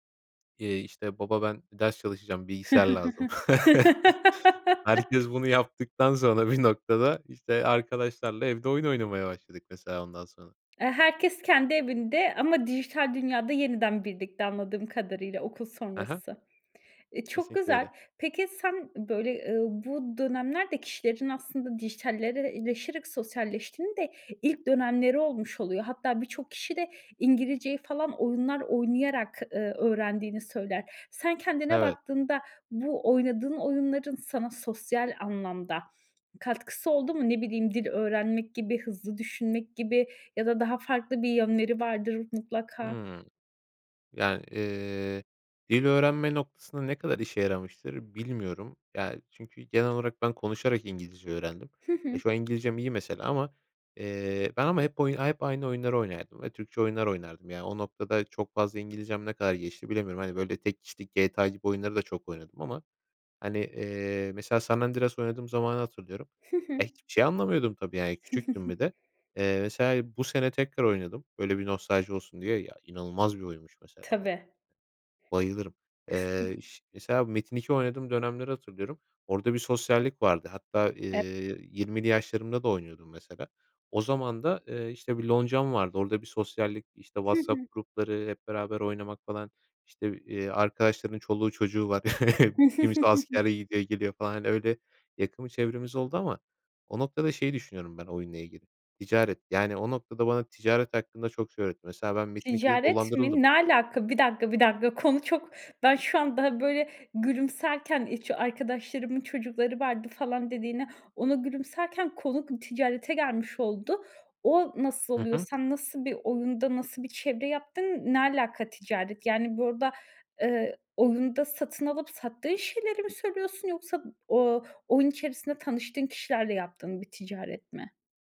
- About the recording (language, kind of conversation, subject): Turkish, podcast, Video oyunları senin için bir kaçış mı, yoksa sosyalleşme aracı mı?
- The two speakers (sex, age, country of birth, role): female, 30-34, Turkey, host; male, 25-29, Turkey, guest
- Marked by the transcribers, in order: giggle; laugh; chuckle; "dijitalleşerek" said as "dijitalleleleşerek"; tapping; giggle; other background noise; giggle; unintelligible speech; chuckle; giggle; other noise